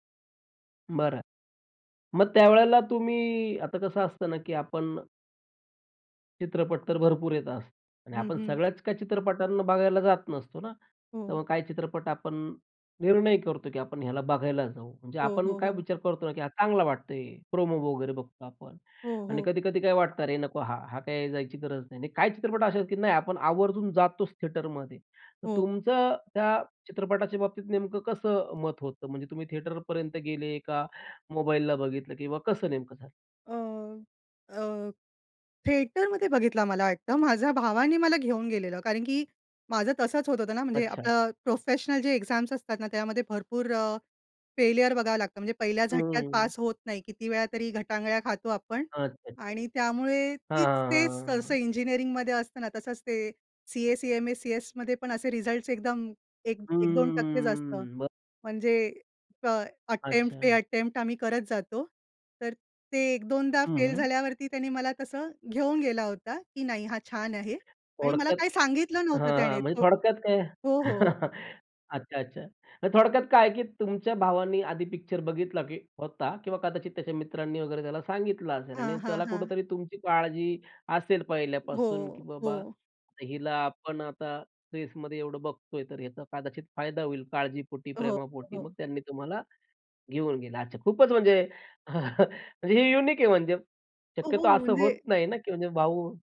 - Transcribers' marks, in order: in English: "प्रोमो"; in English: "थिएटरमध्ये"; in English: "थिएटरपर्यंत"; other noise; in English: "थिएटरमध्ये"; in English: "एक्झाम्स"; in English: "फेलिअर"; "फेल्यर" said as "फेलिअर"; drawn out: "हम्म, हम्म"; tapping; in English: "अटेम्प्ट"; in English: "अटेम्प्ट"; chuckle; laughing while speaking: "अच्छा, अच्छा"; in English: "फेजमध्ये"; chuckle; laughing while speaking: "हे युनिक आहे म्हणजे, शक्यतो असं होत नाही ना, की म्हणजे भाऊ"; in English: "युनिक"; joyful: "हो, हो. म्हणजे"
- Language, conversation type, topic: Marathi, podcast, कुठल्या चित्रपटाने तुम्हाला सर्वात जास्त प्रेरणा दिली आणि का?